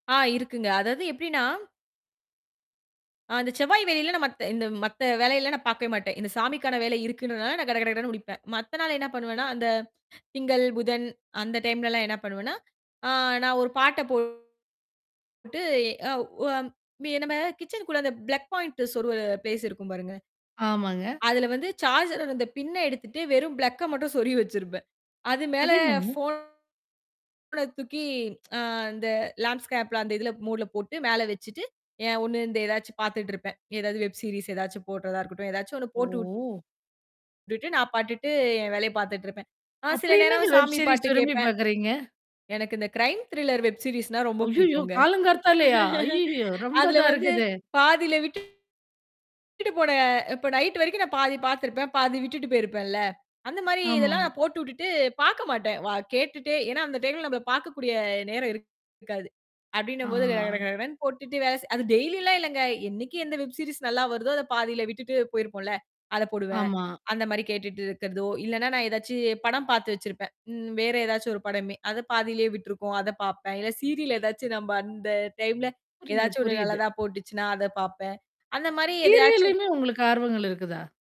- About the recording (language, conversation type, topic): Tamil, podcast, உங்கள் வீட்டில் காலை நேர பழக்கவழக்கங்கள் எப்படி இருக்கின்றன?
- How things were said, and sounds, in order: mechanical hum; distorted speech; in English: "பிளேஸ்"; surprised: "அது என்னங்க?"; tsk; in English: "லேண்டுஸ்கேப்"; in English: "மோடுல"; in English: "வெப் சீரீஸ்"; surprised: "ஓ!"; "பாட்டுக்கு" said as "பாட்டுட்டு"; in English: "வெப் சீரீஸ்"; in English: "கிரைம் திரில்லர் வெப் சீரீஸ்னா"; laugh; in English: "வெப் சீரீஸ்"; in English: "சீரியல்"; tapping; in English: "சீரியல்லையுமே"